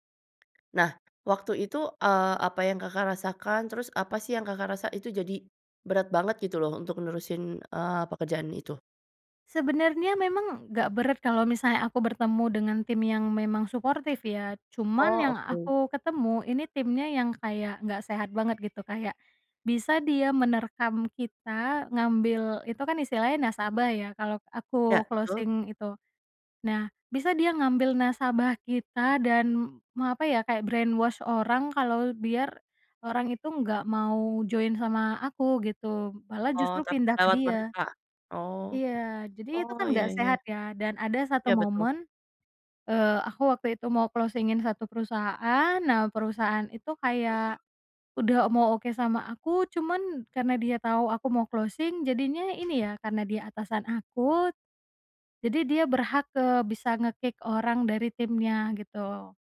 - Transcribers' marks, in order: other background noise; in English: "closing"; in English: "brainwash"; in English: "join"; in English: "closing-in"; background speech; in English: "closing"; in English: "nge-kick"
- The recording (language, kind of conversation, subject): Indonesian, podcast, Bagaimana cara kamu memaafkan diri sendiri setelah melakukan kesalahan?